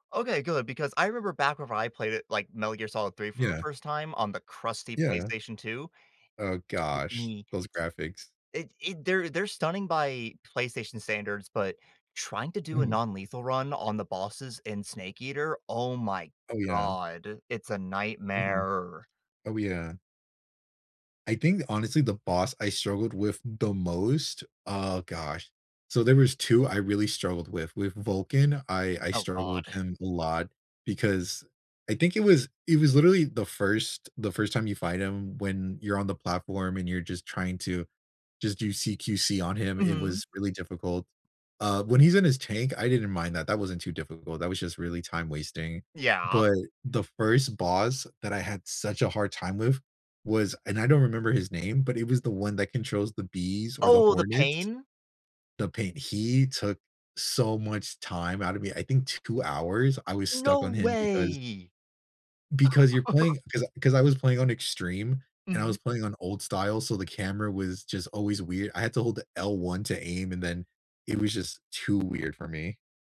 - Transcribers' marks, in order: laugh
- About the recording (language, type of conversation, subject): English, unstructured, What hobby should I try to de-stress and why?